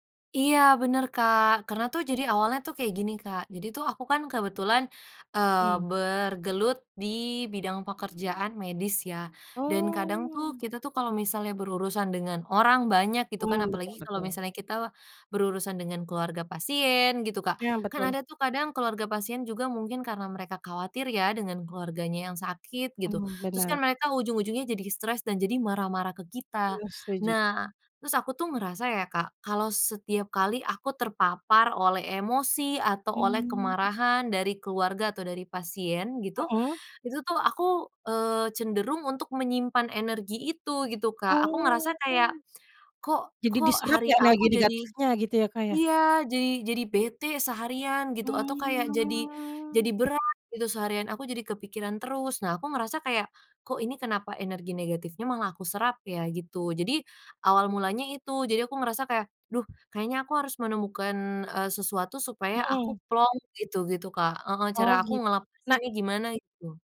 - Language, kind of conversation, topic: Indonesian, podcast, Ritual sederhana apa yang selalu membuat harimu lebih tenang?
- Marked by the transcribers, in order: drawn out: "Oh"; drawn out: "Oh"; drawn out: "Mmm"